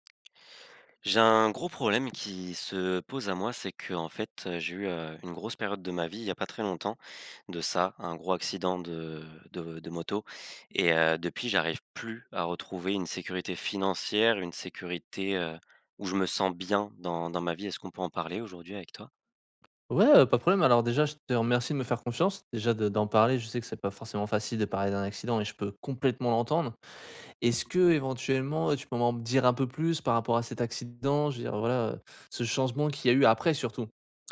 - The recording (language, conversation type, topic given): French, advice, Comment retrouver un sentiment de sécurité après un grand changement dans ma vie ?
- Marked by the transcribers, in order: other background noise; stressed: "plus"; stressed: "bien"; stressed: "complètement"; tapping